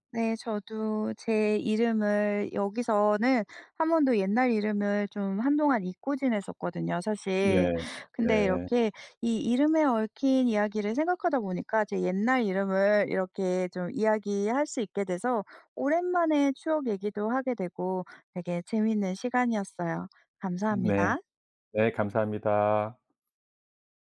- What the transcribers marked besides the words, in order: none
- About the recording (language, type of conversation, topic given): Korean, podcast, 네 이름에 담긴 이야기나 의미가 있나요?